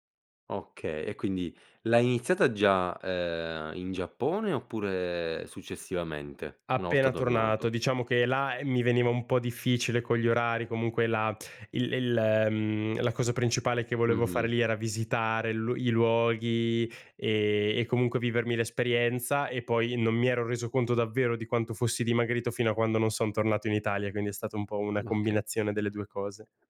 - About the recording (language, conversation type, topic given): Italian, podcast, Come fai a mantenere la costanza nell’attività fisica?
- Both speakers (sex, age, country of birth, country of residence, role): male, 20-24, Italy, Italy, guest; male, 25-29, Italy, Italy, host
- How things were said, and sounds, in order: other background noise